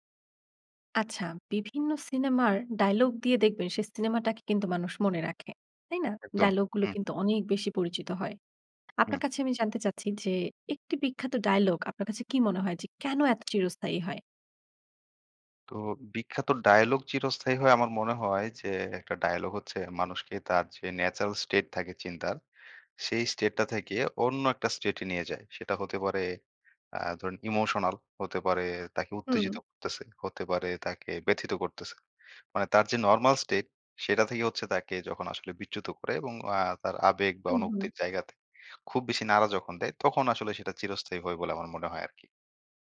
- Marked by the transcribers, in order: horn
- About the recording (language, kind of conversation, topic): Bengali, podcast, একটি বিখ্যাত সংলাপ কেন চিরস্থায়ী হয়ে যায় বলে আপনি মনে করেন?